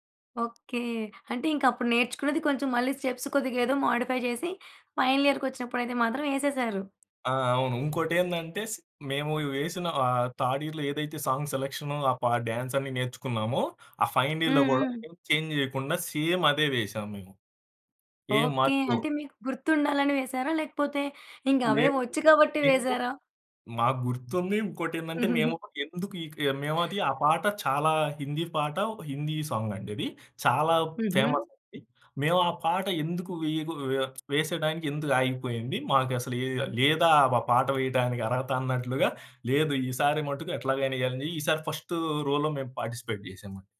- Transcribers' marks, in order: in English: "స్టెప్స్"; in English: "మోడిఫై"; in English: "ఫైనల్ ఇయర్‌కొచ్చినప్పుడైతే"; in English: "థర్డ్ ఇయర్‌లో"; in English: "సాంగ్ సెలక్షన్"; in English: "డాన్స్"; in English: "ఫైనల్ ఇయర్‌లో"; in English: "చేంజ్"; in English: "సేమ్"; giggle; in English: "ఫేమస్"; other background noise; in English: "టైమ్‌కి"; in English: "ఫస్ట్ రోలో"; in English: "పార్టిసిపేట్"
- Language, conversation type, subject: Telugu, podcast, స్నేహితులతో కలిసి ప్రత్యక్ష కార్యక్రమానికి వెళ్లడం మీ అనుభవాన్ని ఎలా మార్చుతుంది?